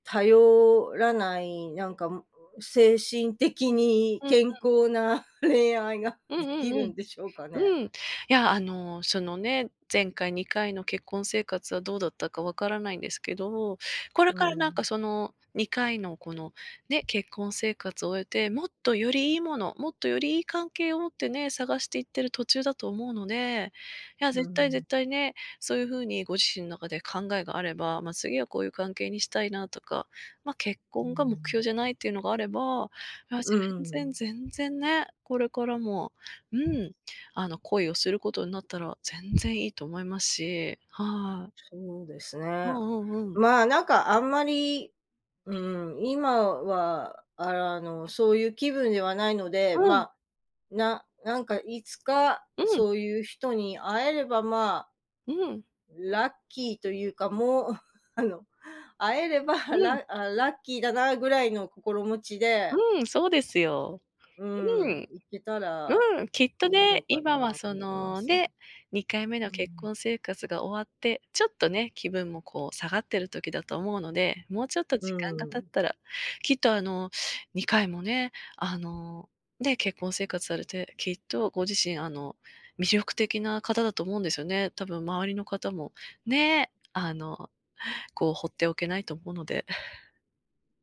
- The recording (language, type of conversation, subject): Japanese, advice, 新しい恋を始めることに不安や罪悪感を感じるのはなぜですか？
- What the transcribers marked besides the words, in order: chuckle